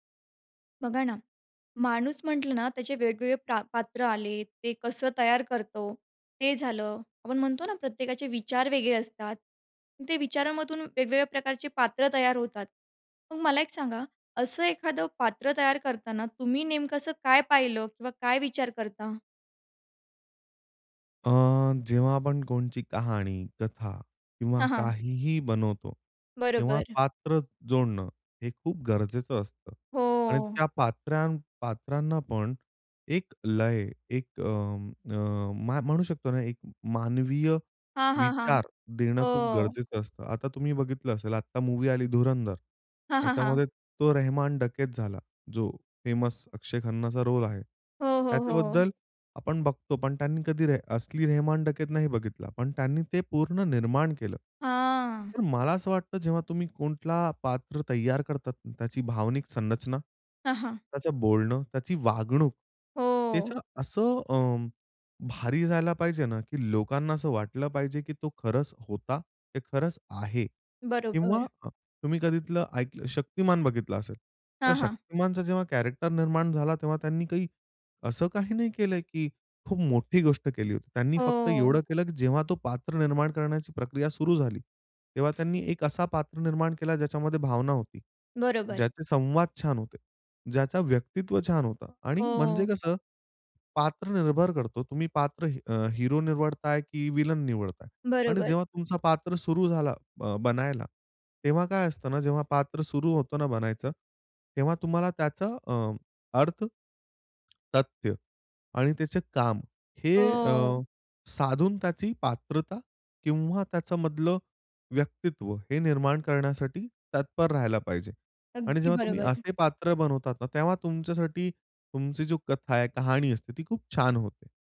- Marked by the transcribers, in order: in English: "फेमस"; in English: "रोल"; in English: "कॅरेक्टर"; other background noise
- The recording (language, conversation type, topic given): Marathi, podcast, पात्र तयार करताना सर्वात आधी तुमच्या मनात कोणता विचार येतो?